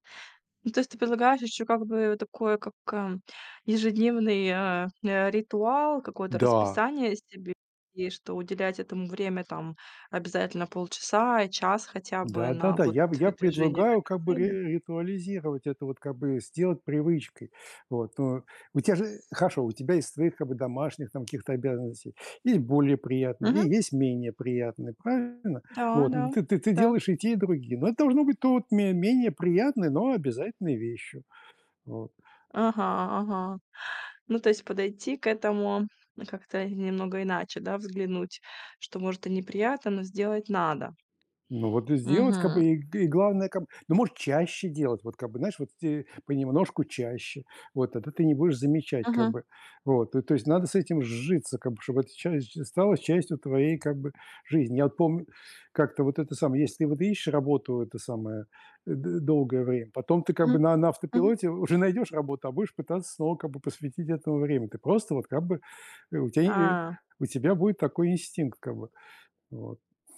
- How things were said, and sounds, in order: none
- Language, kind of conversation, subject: Russian, advice, Как вы можете справляться с мелкими задачами, которые постоянно отвлекают вас от главной цели?